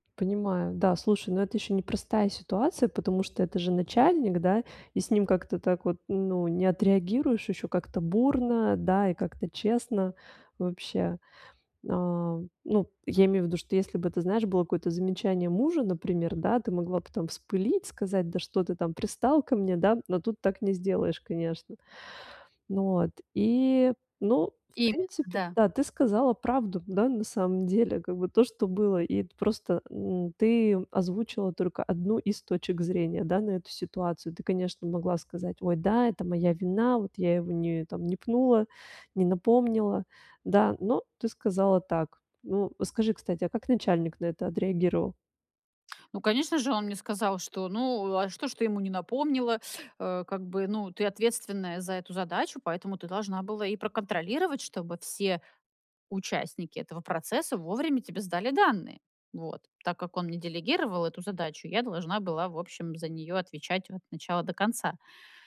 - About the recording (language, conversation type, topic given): Russian, advice, Как научиться признавать свои ошибки и правильно их исправлять?
- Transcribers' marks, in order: none